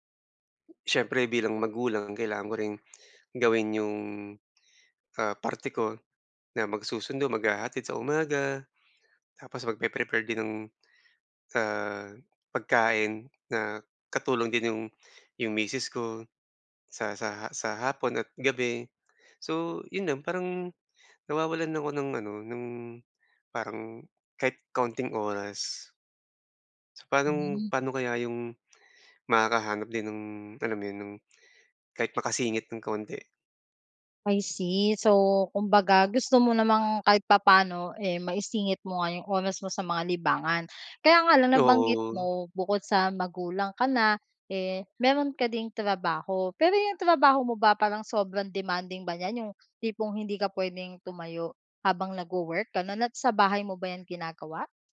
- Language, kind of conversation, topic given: Filipino, advice, Paano ako makakahanap ng oras para sa mga libangan?
- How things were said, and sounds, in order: other background noise; tapping